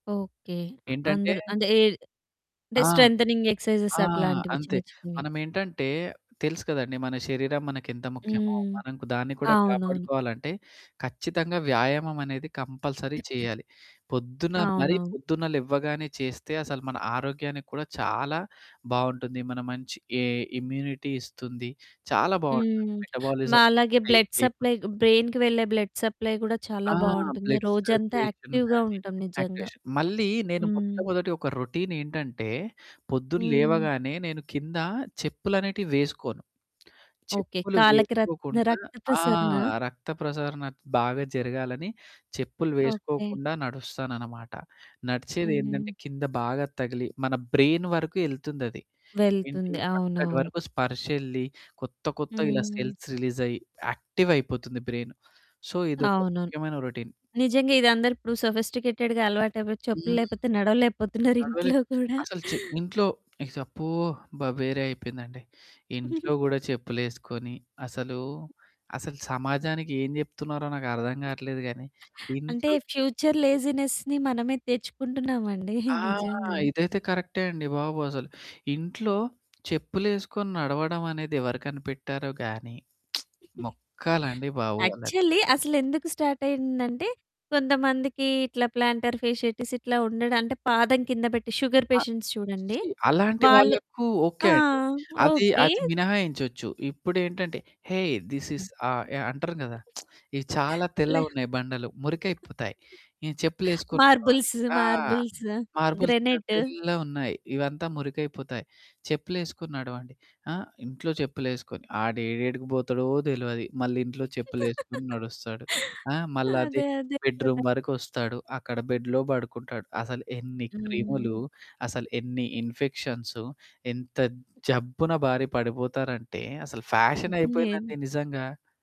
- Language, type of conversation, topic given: Telugu, podcast, ప్రతిరోజూ సృజనాత్మకంగా ఉండడానికి మీ రోజువారీ అలవాట్లలో మీకు అత్యంత ముఖ్యమైందేమిటి?
- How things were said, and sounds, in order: in English: "స్ట్రెంతెనింగ్ ఎక్సర్సైజెస్"; static; other background noise; in English: "కంపల్సరీ"; throat clearing; in English: "ఇమ్యూనిటీ"; in English: "బ్లడ్ సప్లై బ్రెయిన్‌కి"; in English: "మెటబాలిజం"; unintelligible speech; in English: "బ్లడ్ సప్లై"; in English: "బ్లడ్ సర్క్యులేషన్"; in English: "యాక్టివ్‌గా"; in English: "యాక్టివేషన్"; in English: "రొటీన్"; in English: "బ్రెయిన్"; in English: "సెల్స్ రిలీజ్"; in English: "యాక్టివ్"; in English: "బ్రెయిన్. సో"; in English: "రొటీన్"; in English: "సోఫిస్టికేటెడ్‌గా"; laughing while speaking: "ఇంట్లో కూడా"; giggle; in English: "ఫ్యూచర్ లేజినెస్‌ని"; tapping; chuckle; lip smack; giggle; in English: "యాక్చువల్లీ"; in English: "స్టార్ట్"; in English: "ప్లాంటర్ ఫేషియాటీస్"; in English: "షుగర్ పేషెంట్స్"; in English: "హేయ్! దిస్ ఈస్"; lip smack; giggle; in English: "మార్బుల్స్"; laugh; in English: "బెడ్రూమ్"; in English: "బెడ్‌లో"